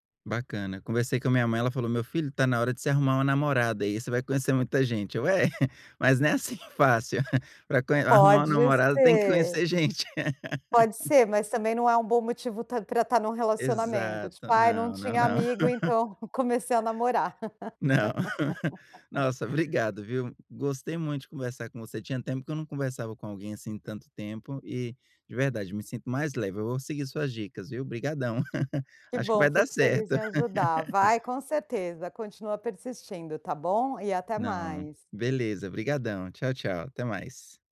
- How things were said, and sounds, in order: chuckle; laugh; chuckle; chuckle; laugh; chuckle; laugh
- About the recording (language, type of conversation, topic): Portuguese, advice, Como posso equilibrar as minhas tradições pessoais com as normas locais?